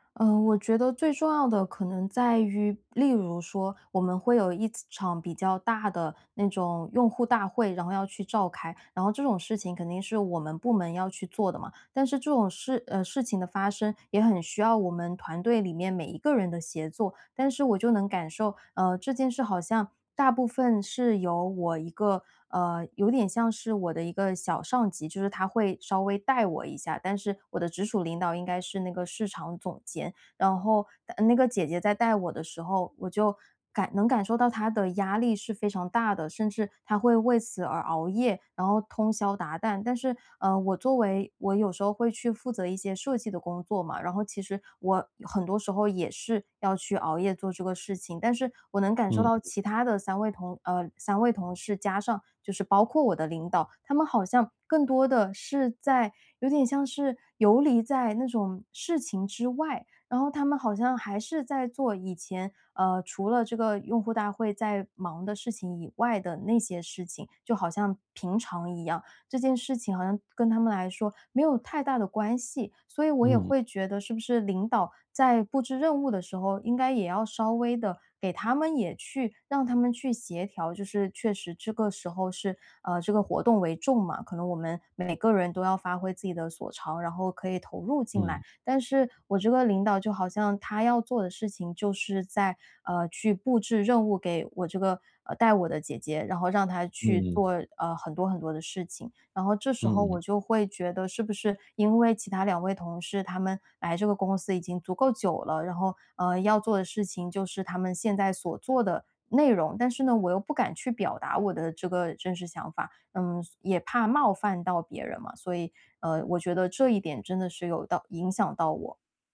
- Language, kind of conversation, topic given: Chinese, advice, 我们如何建立安全的反馈环境，让团队敢于分享真实想法？
- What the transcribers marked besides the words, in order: none